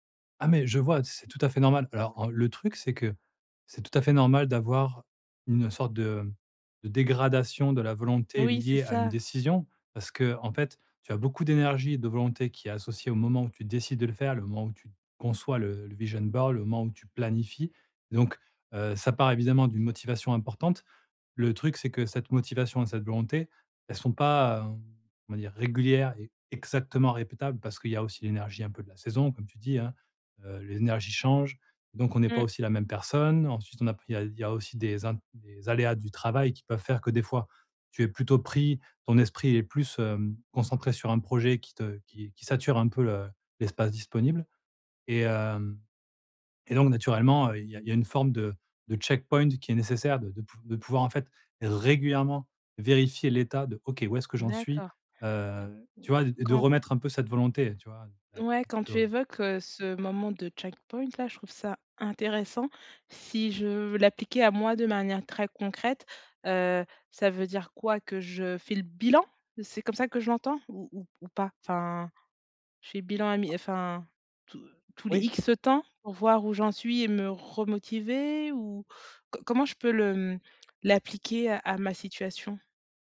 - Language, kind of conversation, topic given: French, advice, Comment organiser des routines flexibles pour mes jours libres ?
- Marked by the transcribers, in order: put-on voice: "vision board"; put-on voice: "checkpoint"; stressed: "régulièrement"; in English: "checkpoint"; stressed: "bilan"; tapping